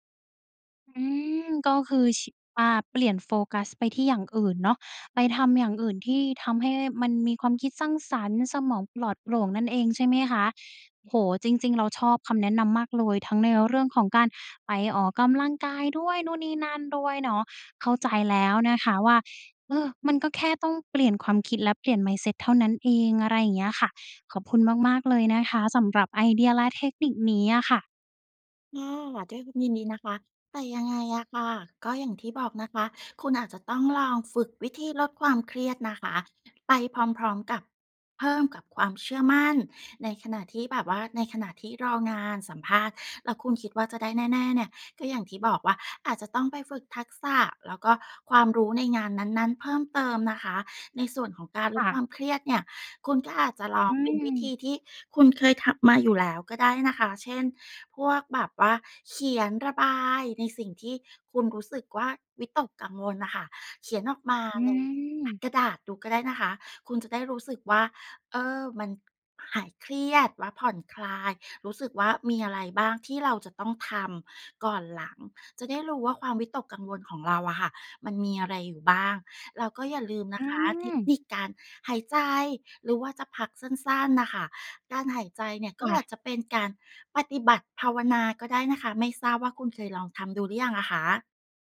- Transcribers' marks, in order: other background noise; tapping
- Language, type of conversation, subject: Thai, advice, คุณกังวลว่าจะเริ่มงานใหม่แล้วทำงานได้ไม่ดีหรือเปล่า?